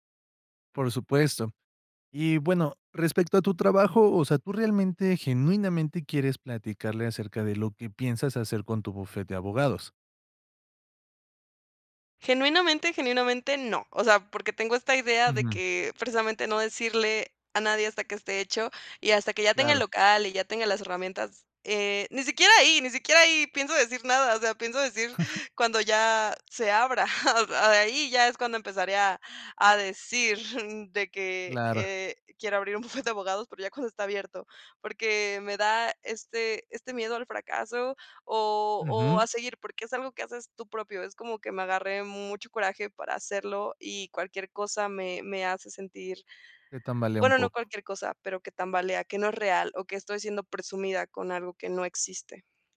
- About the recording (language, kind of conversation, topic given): Spanish, advice, ¿De qué manera el miedo a que te juzguen te impide compartir tu trabajo y seguir creando?
- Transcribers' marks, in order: "bufete" said as "bufet"; chuckle; chuckle